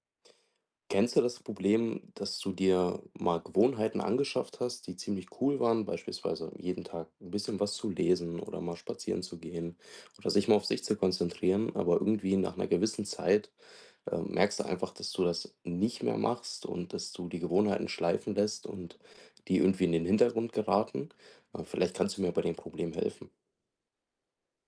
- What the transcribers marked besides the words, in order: none
- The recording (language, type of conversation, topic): German, advice, Wie kann ich schlechte Gewohnheiten langfristig und nachhaltig ändern?